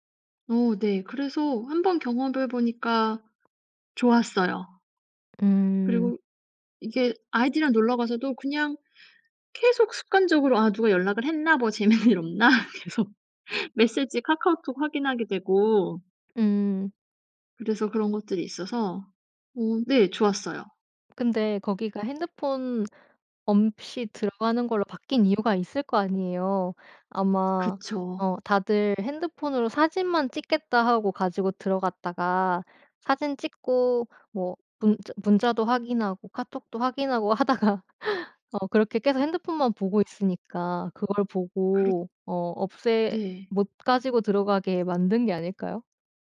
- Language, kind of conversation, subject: Korean, podcast, 휴대폰 없이도 잘 집중할 수 있나요?
- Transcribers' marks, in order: other background noise; laughing while speaking: "재밌는 일 없나?' 계속"; tapping; laughing while speaking: "하다가"